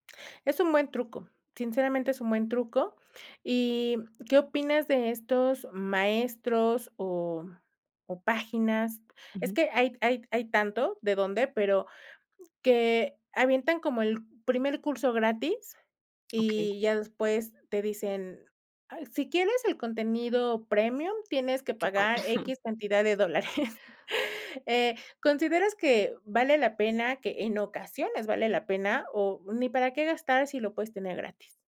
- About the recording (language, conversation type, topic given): Spanish, podcast, ¿Cómo usas internet para aprender de verdad?
- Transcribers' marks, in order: tapping; chuckle